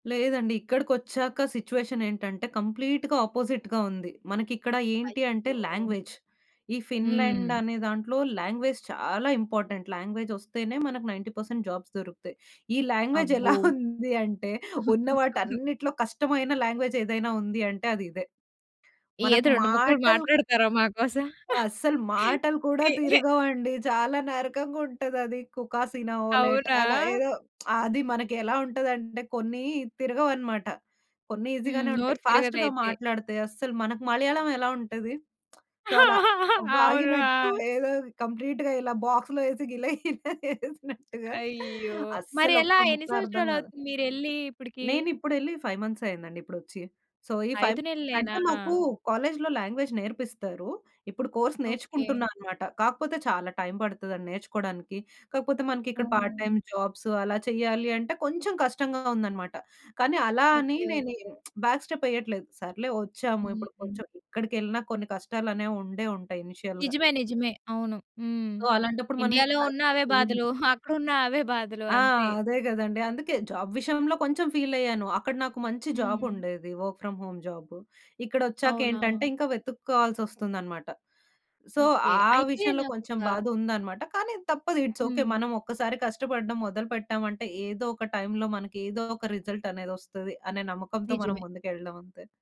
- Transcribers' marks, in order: in English: "కంప్లీట్‌గా ఆపోజిట్‌గా"; in English: "లాంగ్వేజ్"; in English: "లాంగ్వేజ్"; in English: "ఇంపార్టెంట్. లాంగ్వేజ్"; in English: "నైన్టీ పర్సెంట్ జాబ్స్"; in English: "లాంగ్వేజ్ ఎలా ఉంది అంటే"; chuckle; laughing while speaking: "ఉన్న వాటన్నిటిలో కష్టమైన లాంగ్వేజ్ ఏదైనా ఉంది అంటే అది ఇదే"; in English: "లాంగ్వేజ్"; laughing while speaking: "ఏది రెండు ముక్కలు మాట్లాడుతారా మా కోసం?"; in Finnish: "కుకాసీనవొలెట్"; lip smack; in English: "ఈసీగానే"; in English: "ఫాస్ట్‌గా"; tapping; lip smack; in English: "సో"; laugh; in English: "కంప్లీట్‌గా"; in English: "బాక్స్‌లో"; laughing while speaking: "గిల గిల ఏసినట్టుగా"; in English: "ఫైవ్ మంత్స్"; in English: "సో"; in English: "ఫైవ్"; in English: "లాంగ్వేజ్"; in English: "కోర్స్"; in English: "పార్ట్ టైమ్ జాబ్స్"; other background noise; lip smack; in English: "బ్యాక్ స్టెప్"; in English: "ఇనీషియల్‌గా"; in English: "సో"; in English: "బ్యాక్ స్టెప్"; giggle; in English: "జాబ్"; in English: "జాబ్"; in English: "వర్క్ ఫ్రామ్ హోమ్ జాబ్"; in English: "సో"; in English: "ఇట్స్ ఓకే"; in English: "రిజల్ట్"
- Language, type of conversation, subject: Telugu, podcast, మీ స్వప్నాలను నెరవేర్చుకునే దారిలో కుటుంబ ఆశలను మీరు ఎలా సమతుల్యం చేస్తారు?